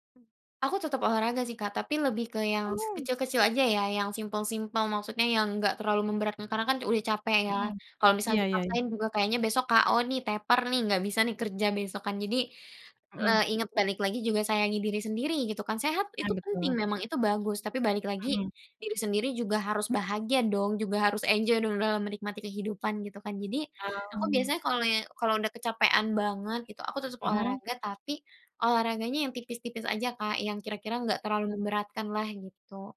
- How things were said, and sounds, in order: other background noise; in English: "enjoy"
- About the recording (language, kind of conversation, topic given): Indonesian, podcast, Bagaimana cara Anda membangun kebiasaan berolahraga yang konsisten?